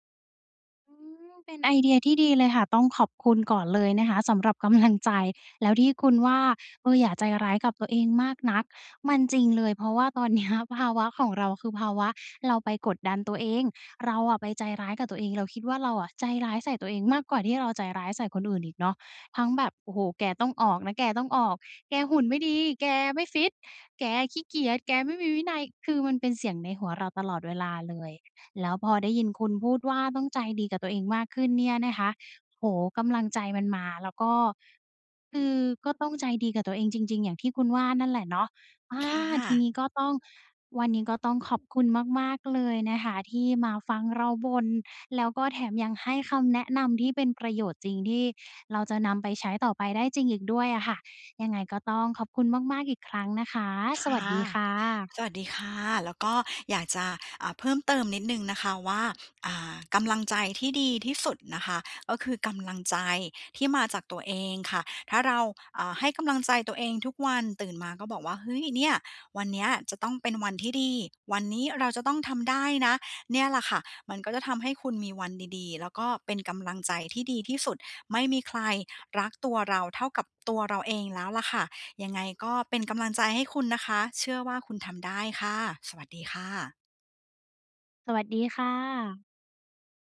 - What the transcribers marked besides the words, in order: laughing while speaking: "ลัง"; laughing while speaking: "เนี้ย"
- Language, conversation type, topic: Thai, advice, จะเริ่มฟื้นฟูนิสัยเดิมหลังสะดุดอย่างไรให้กลับมาสม่ำเสมอ?